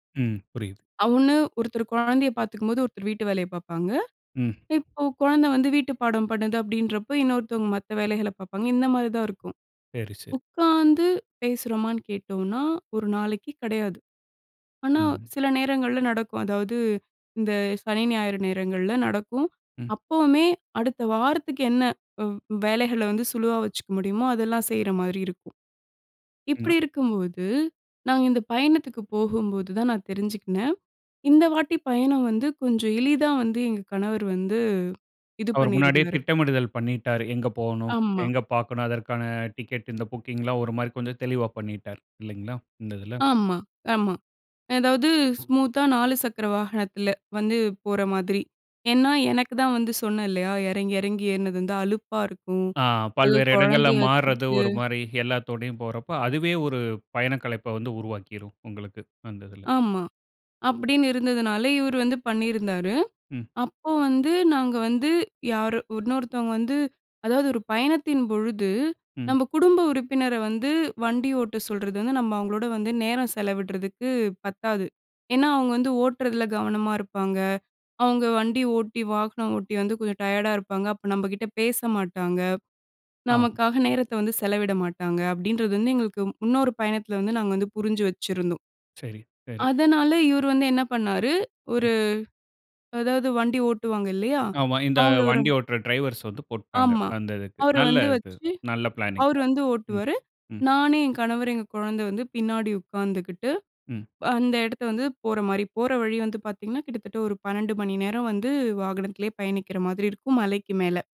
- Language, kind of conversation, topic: Tamil, podcast, பயணத்தில் நீங்கள் கற்றுக்கொண்ட முக்கியமான பாடம் என்ன?
- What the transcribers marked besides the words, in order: other noise; other background noise; in English: "ஸ்மூத்தா"; in English: "பிளானிங்"